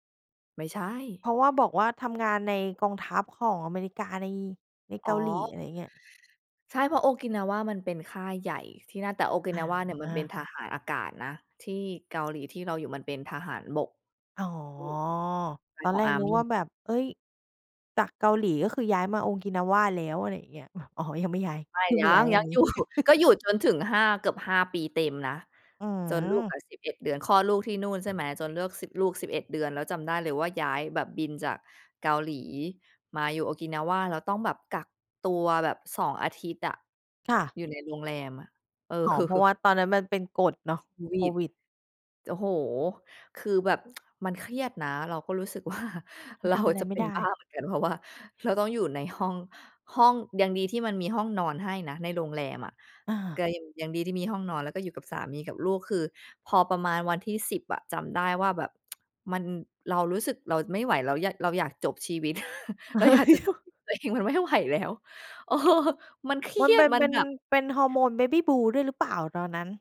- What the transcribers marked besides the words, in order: other background noise; unintelligible speech; in English: "army"; laughing while speaking: "ยังอยู่"; chuckle; laughing while speaking: "เออ"; tsk; laughing while speaking: "ว่าเราจะเป็นบ้าเหมือนกัน"; tsk; laugh; laughing while speaking: "เราอยากจะจบชีวิตตัวเอง มันไม่ไหวแล้ว เออ"; laughing while speaking: "เฮ้ย"; unintelligible speech
- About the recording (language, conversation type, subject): Thai, podcast, คุณช่วยเล่าประสบการณ์ครั้งหนึ่งที่คุณไปยังสถานที่ที่ช่วยเติมพลังใจให้คุณได้ไหม?